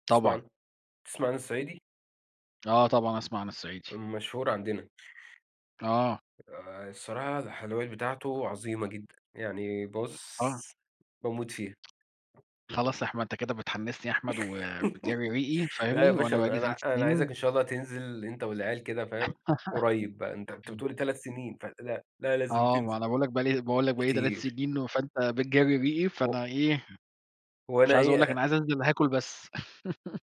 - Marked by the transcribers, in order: unintelligible speech; laugh; laugh; laugh
- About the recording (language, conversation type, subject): Arabic, unstructured, إزاي العادات الصحية ممكن تأثر على حياتنا اليومية؟
- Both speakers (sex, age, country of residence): male, 30-34, Portugal; male, 40-44, Portugal